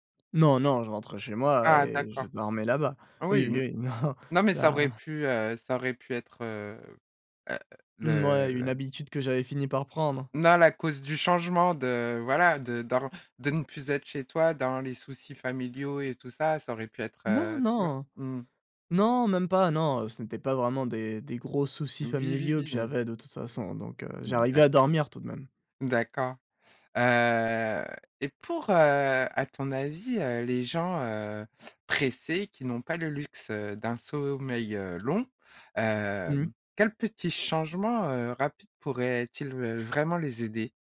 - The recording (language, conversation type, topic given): French, podcast, Comment le sommeil influence-t-il ton niveau de stress ?
- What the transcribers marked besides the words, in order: none